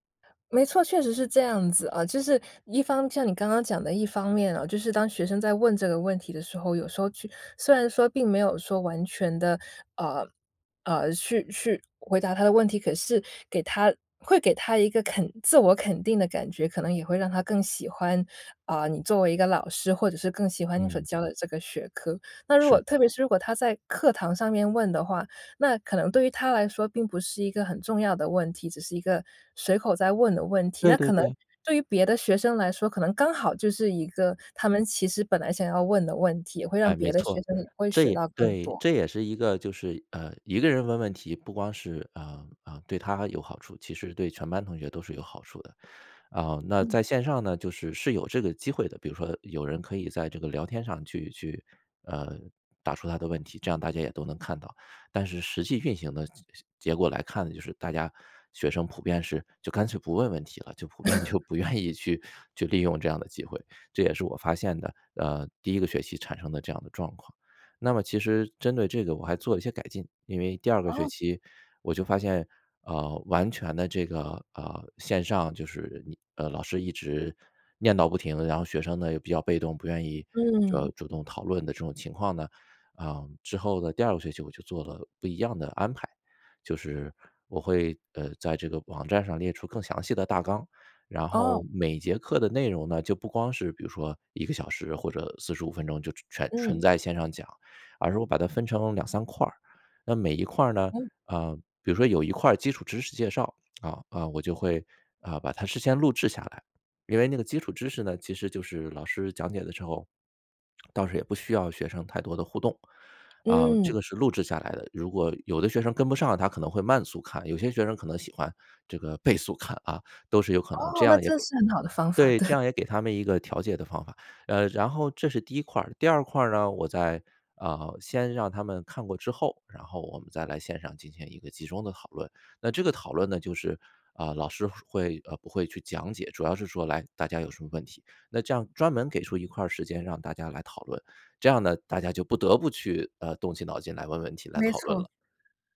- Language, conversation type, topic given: Chinese, podcast, 你怎么看现在的线上教学模式？
- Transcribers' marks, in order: tapping; other background noise; other noise; laugh; lip smack; lip smack; surprised: "哦"; laughing while speaking: "对"